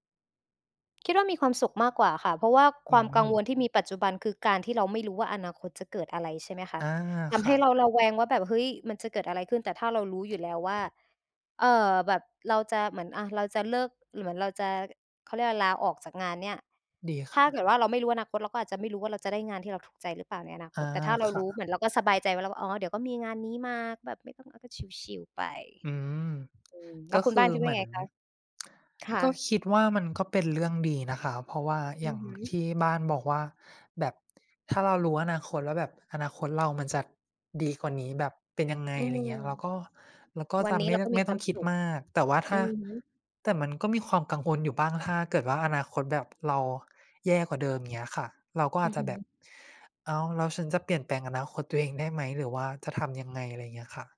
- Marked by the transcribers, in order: tapping; other background noise
- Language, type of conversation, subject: Thai, unstructured, คุณจะทำอย่างไรถ้าคุณพบว่าตัวเองสามารถมองเห็นอนาคตได้?